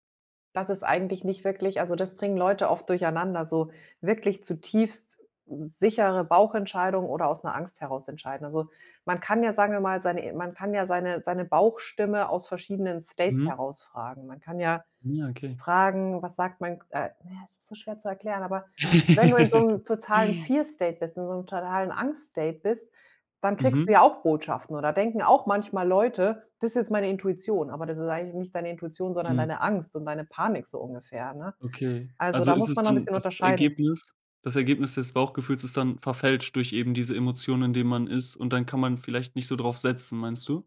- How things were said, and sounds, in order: in English: "States"; laugh; in English: "fear state"; in English: "State"
- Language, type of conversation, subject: German, podcast, Was hilft dir dabei, eine Entscheidung wirklich abzuschließen?
- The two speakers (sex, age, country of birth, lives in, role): female, 40-44, Germany, Cyprus, guest; male, 20-24, Germany, Germany, host